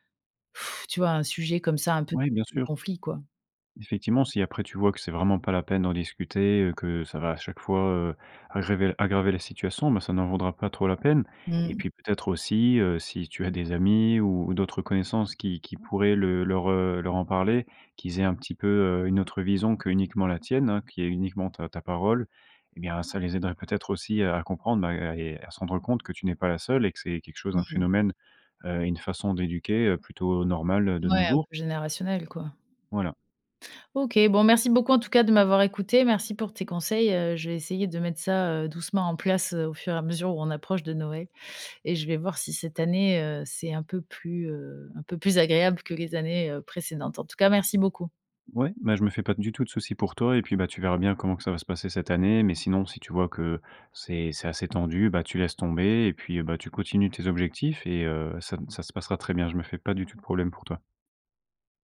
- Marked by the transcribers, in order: blowing; "aggraver-" said as "agréver"; tapping
- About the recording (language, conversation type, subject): French, advice, Comment puis-je concilier mes objectifs personnels avec les attentes de ma famille ou de mon travail ?